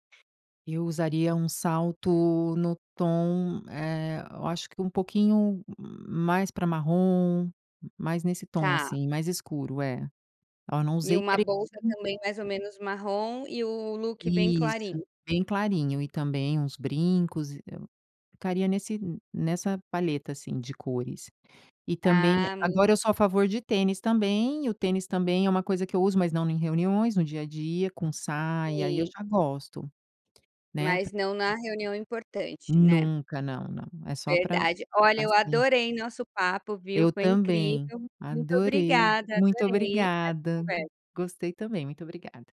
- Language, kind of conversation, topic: Portuguese, podcast, Como escolher roupas para o trabalho e ainda se expressar?
- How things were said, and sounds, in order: tapping; unintelligible speech